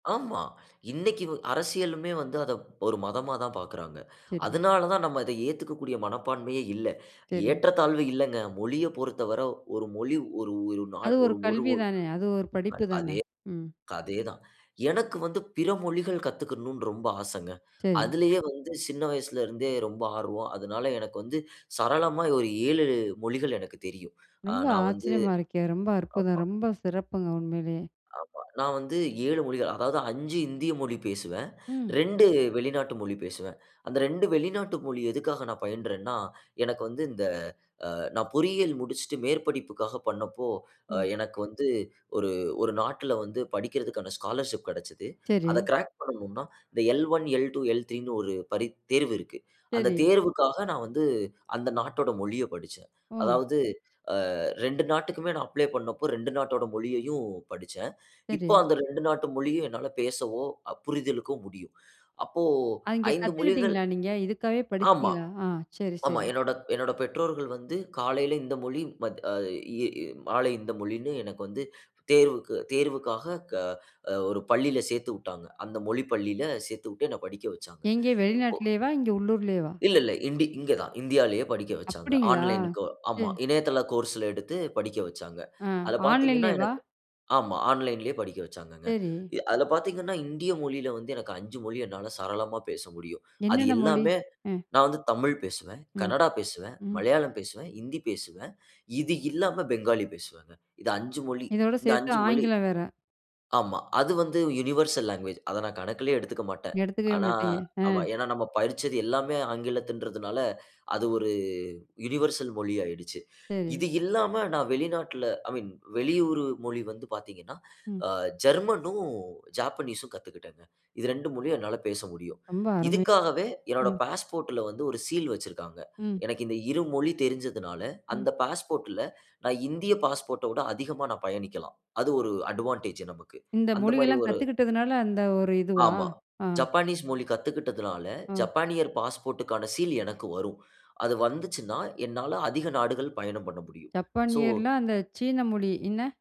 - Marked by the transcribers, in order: surprised: "ரொம்ப ஆச்சரியமா இருக்கே! ரொம்ப அற்புதம்! ரொம்ப சிறப்புங்க உண்மையிலேயே"; in English: "ஐ மீன்"
- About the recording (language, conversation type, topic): Tamil, podcast, பயணத்தின் போது மொழி பிரச்சினையை நீங்கள் எப்படிச் சமாளித்தீர்கள்?